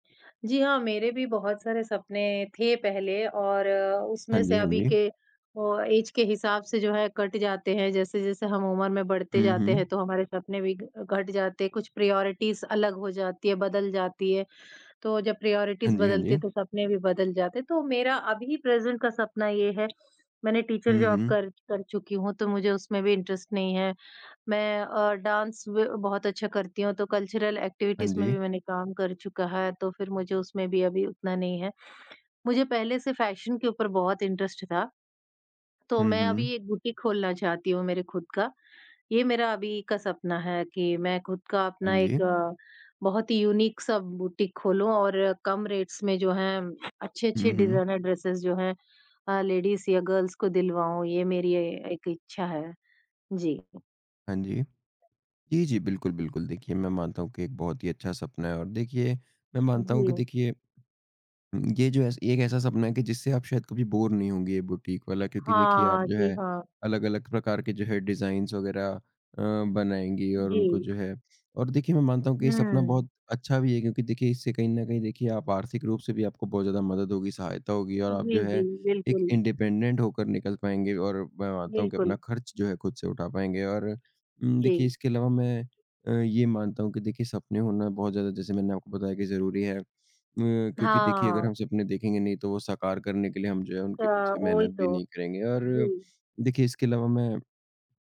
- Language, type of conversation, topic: Hindi, unstructured, आपके भविष्य के सबसे बड़े सपने क्या हैं?
- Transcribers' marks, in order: in English: "ऐज"; in English: "प्रायोरिटीज़"; in English: "प्रायोरिटीज़"; in English: "प्रेज़ेंट"; tapping; in English: "टीचर जॉब"; in English: "इंटरेस्ट"; in English: "डांस"; in English: "कल्चरल एक्टिविटीज़"; in English: "इंटरेस्ट"; in English: "बुटीक"; in English: "यूनिक"; in English: "बुटीक"; in English: "रेट्स"; other background noise; in English: "ड्रेसेज़"; in English: "लेडीज़"; in English: "गर्ल्स"; in English: "बोर"; in English: "बुटीक"; in English: "डिज़ाइन्स"; in English: "इंडिपेंडेंट"